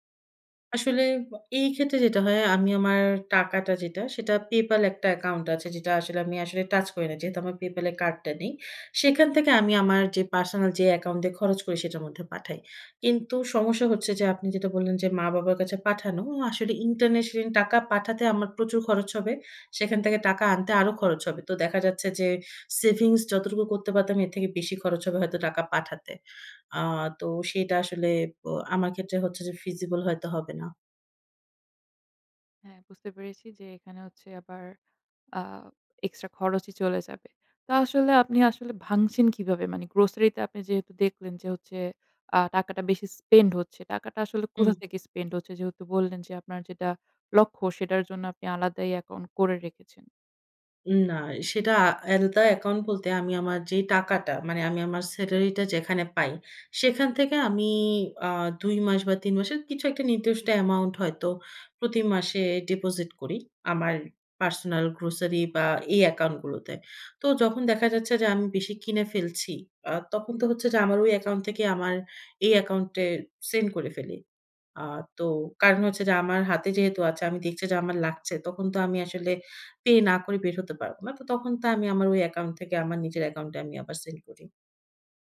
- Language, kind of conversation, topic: Bengali, advice, ক্যাশফ্লো সমস্যা: বেতন, বিল ও অপারেটিং খরচ মেটাতে উদ্বেগ
- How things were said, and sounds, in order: "ইন্টারন্যাশনাল" said as "ইন্টারন্যাশন"; in English: "feasible"; in English: "grocery"; in English: "spend"; in English: "spend"; "আলাদা" said as "এলদা"; in English: "personal grocery"